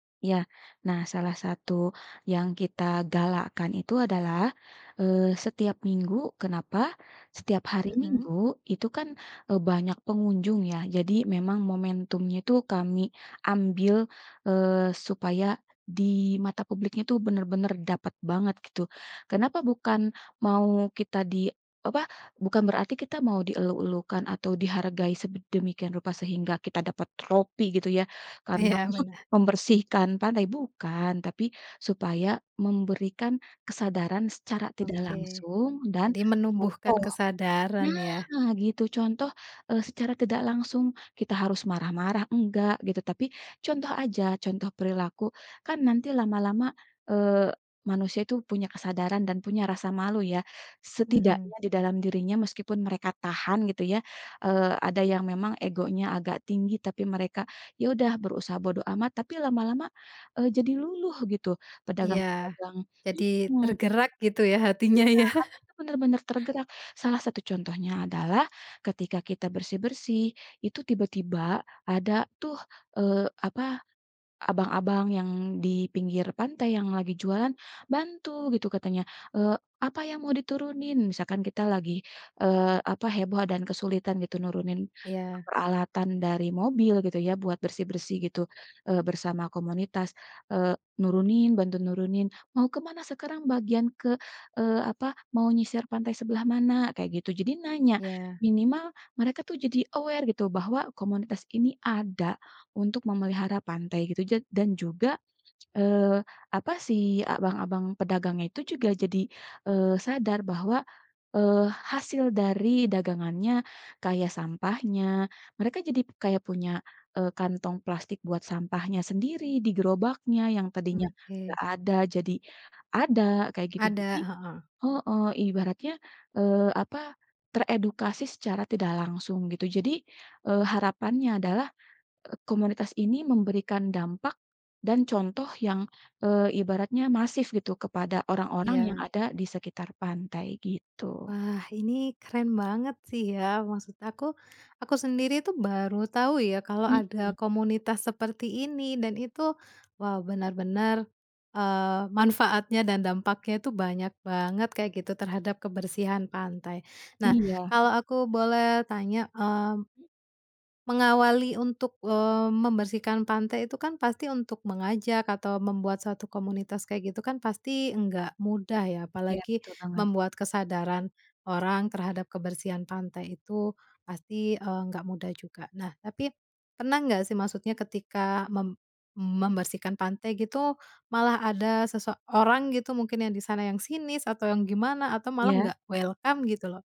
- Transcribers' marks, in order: chuckle; laughing while speaking: "hatinya ya"; other background noise; in English: "aware"; in English: "welcome"
- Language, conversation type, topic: Indonesian, podcast, Kenapa penting menjaga kebersihan pantai?